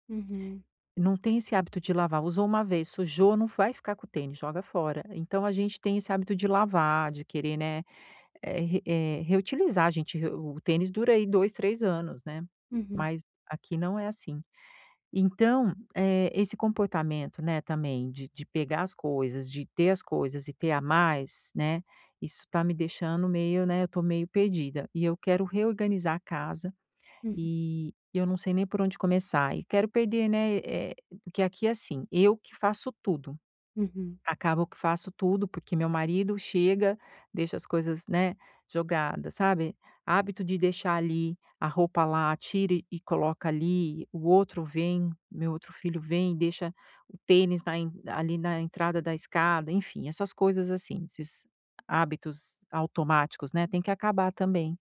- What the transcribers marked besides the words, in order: tapping
- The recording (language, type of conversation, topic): Portuguese, advice, Como posso reorganizar meu espaço para evitar comportamentos automáticos?